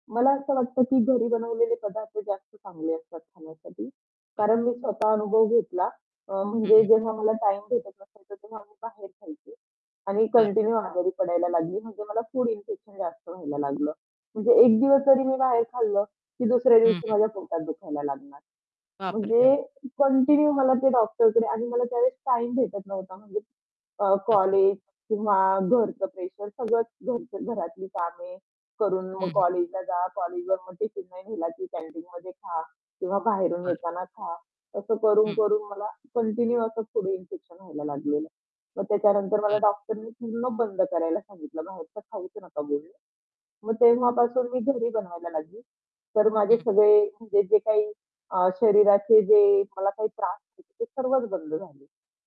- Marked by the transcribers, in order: static; distorted speech; in English: "कंटिन्यू"; other noise; in English: "कंटिन्यू"; in English: "कंटिन्यू"
- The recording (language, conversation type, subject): Marathi, podcast, तुझ्यासाठी घरी बनवलेलं म्हणजे नेमकं काय असतं?